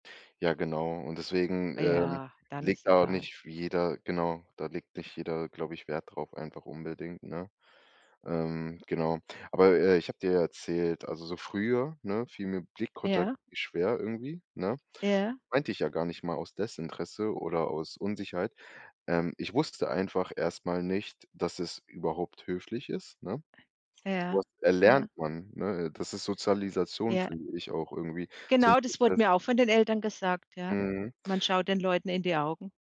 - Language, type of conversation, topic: German, podcast, Wie wichtig ist dir Blickkontakt beim Sprechen?
- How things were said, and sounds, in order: stressed: "erlernt"